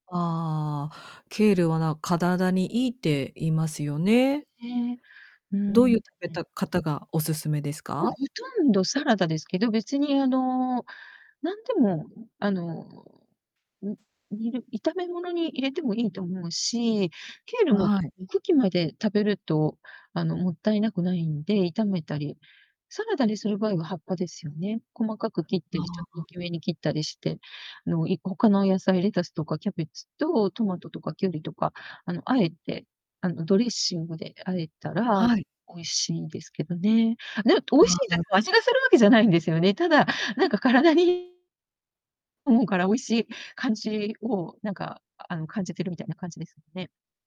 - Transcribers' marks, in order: "体" said as "かだだ"; distorted speech
- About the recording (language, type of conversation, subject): Japanese, podcast, 旬の食材を普段の食事にどのように取り入れていますか？